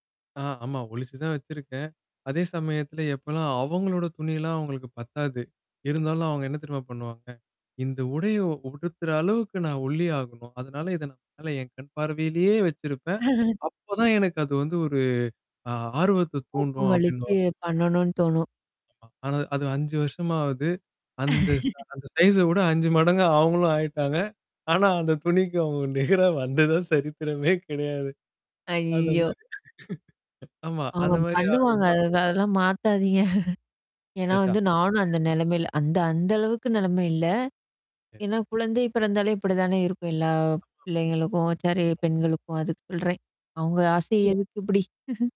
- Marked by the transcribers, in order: static; distorted speech; chuckle; chuckle; in English: "சைஸ"; laughing while speaking: "ஆனா அந்த துணிக்கு அவங்க நேரம் வந்ததா சரித்திரமே கெடையாது. அத மாரி"; chuckle; mechanical hum; in English: "சாரி"; other noise
- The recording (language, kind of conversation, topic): Tamil, podcast, வீட்டில் உள்ள இடம் பெரிதாகத் தோன்றச் செய்ய என்னென்ன எளிய உபாயங்கள் செய்யலாம்?